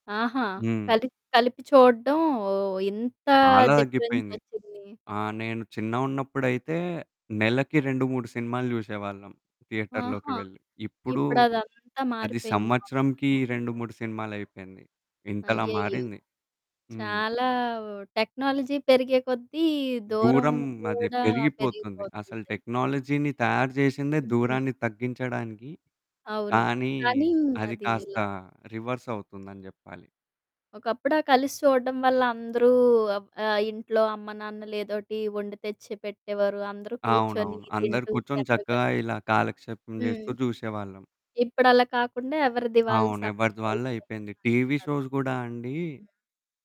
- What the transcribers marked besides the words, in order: in English: "థియేటర్‌లోకి"; distorted speech; in English: "టెక్నాలజీ"; in English: "టెక్నాలజీ‌ని"; in English: "రివర్స్"; other background noise; in English: "టీవీ షోస్"
- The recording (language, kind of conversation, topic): Telugu, podcast, స్ట్రీమింగ్ సేవల ప్రభావంతో టీవీ చూసే అలవాట్లు మీకు ఎలా మారాయి అనిపిస్తోంది?